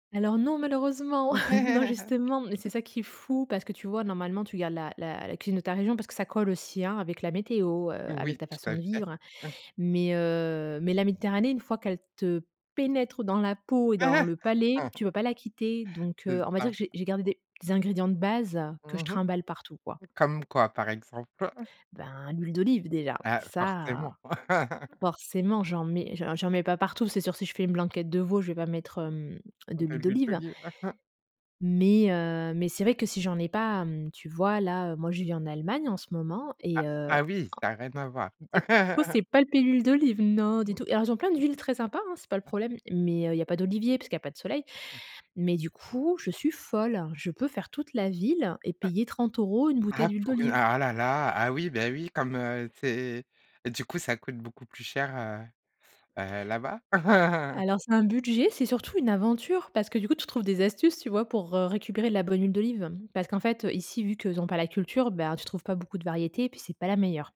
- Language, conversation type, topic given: French, podcast, Comment la cuisine de ta région t’influence-t-elle ?
- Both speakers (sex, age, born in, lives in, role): female, 35-39, France, Germany, guest; female, 40-44, France, France, host
- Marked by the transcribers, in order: chuckle; other noise; chuckle; chuckle; other background noise; chuckle; chuckle; chuckle; chuckle